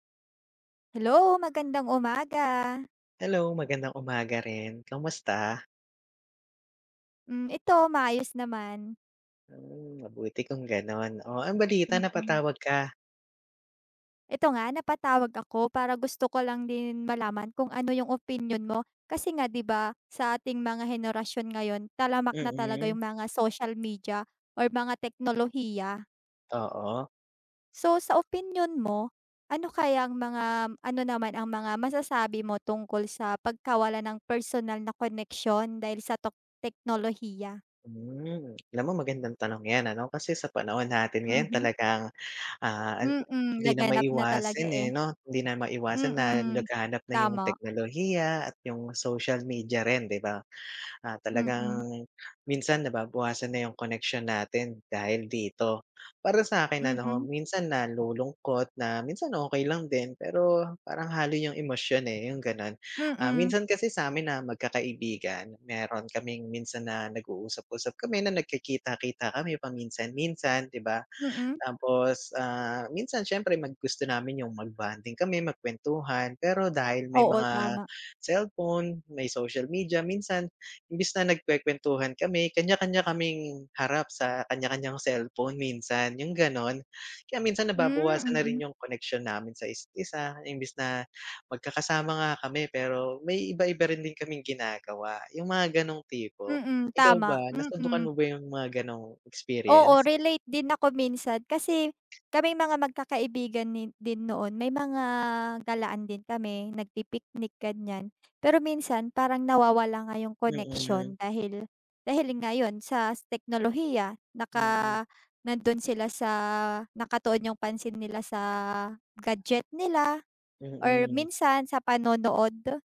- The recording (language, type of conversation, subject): Filipino, unstructured, Ano ang masasabi mo tungkol sa pagkawala ng personal na ugnayan dahil sa teknolohiya?
- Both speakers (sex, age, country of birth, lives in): female, 20-24, Philippines, Philippines; male, 35-39, Philippines, Philippines
- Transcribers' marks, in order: other background noise; tapping